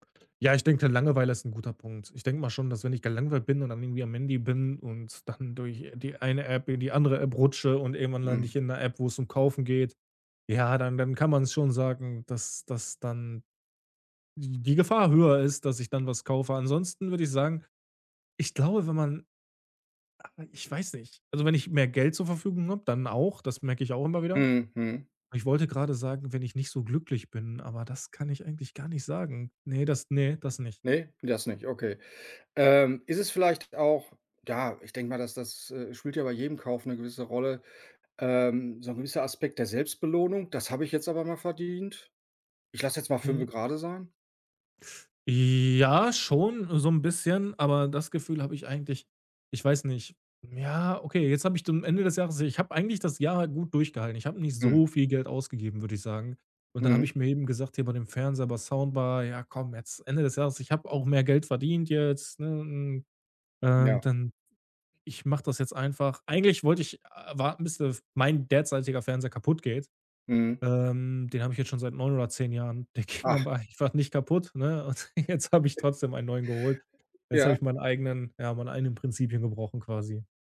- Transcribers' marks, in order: tapping; drawn out: "Ja"; drawn out: "so"; laughing while speaking: "Der ging aber einfach"; laughing while speaking: "und jetzt habe ich trotzdem"; other background noise
- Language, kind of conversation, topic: German, advice, Wie gehst du mit deinem schlechten Gewissen nach impulsiven Einkäufen um?